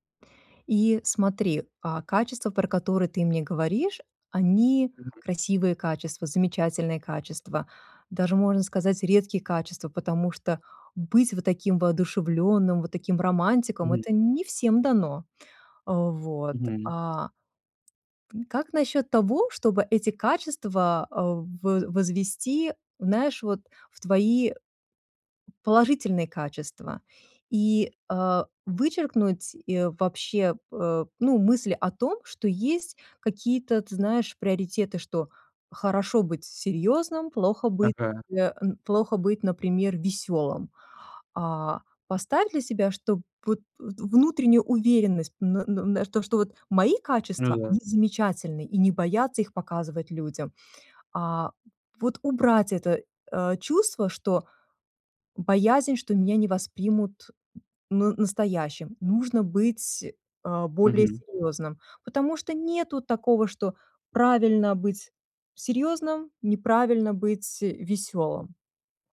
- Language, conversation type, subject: Russian, advice, Чего вы боитесь, когда становитесь уязвимыми в близких отношениях?
- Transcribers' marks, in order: tapping; other background noise